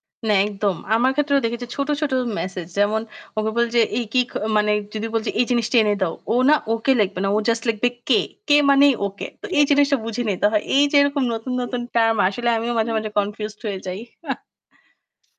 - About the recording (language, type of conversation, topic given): Bengali, unstructured, করোনা মহামারী আমাদের সমাজে কী কী পরিবর্তন এনেছে?
- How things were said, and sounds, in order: static; other background noise; unintelligible speech; unintelligible speech; unintelligible speech; chuckle